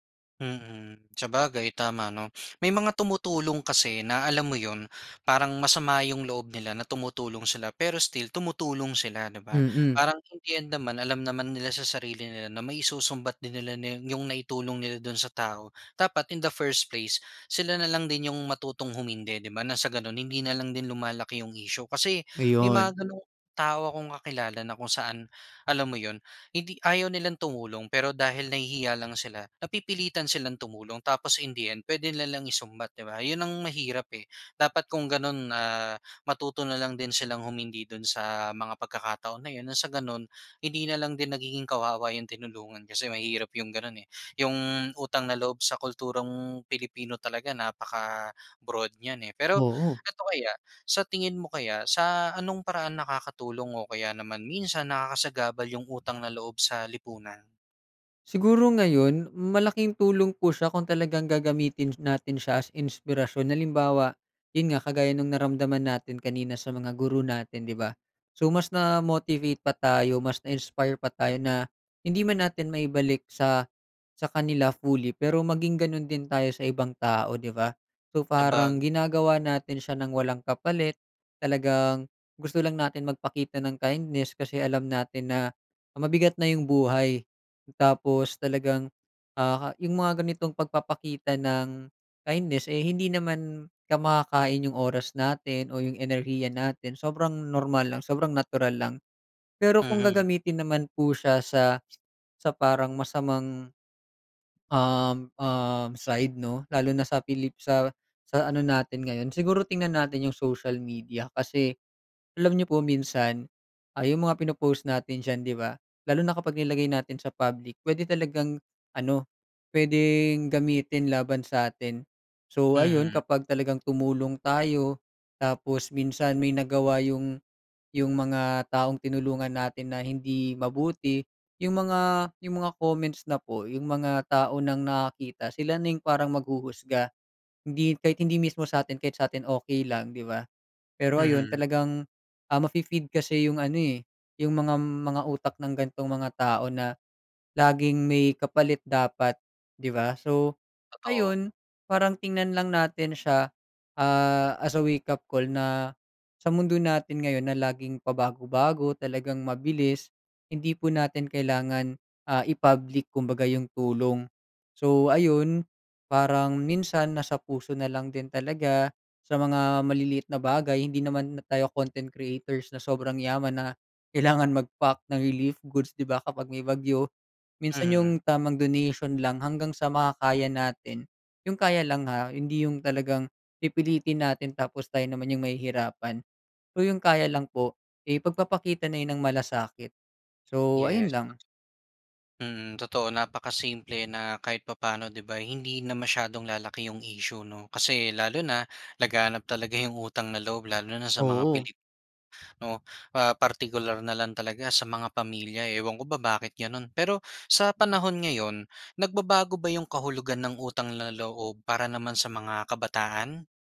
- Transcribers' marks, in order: in English: "in the first place"; in English: "as inspirasyon"; other background noise
- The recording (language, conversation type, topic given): Filipino, podcast, Ano ang ibig sabihin sa inyo ng utang na loob?